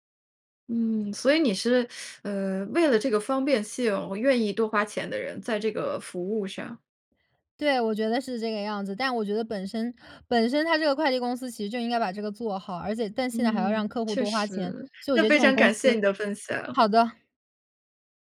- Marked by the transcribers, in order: teeth sucking
- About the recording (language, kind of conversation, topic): Chinese, podcast, 你有没有遇到过网络诈骗，你是怎么处理的？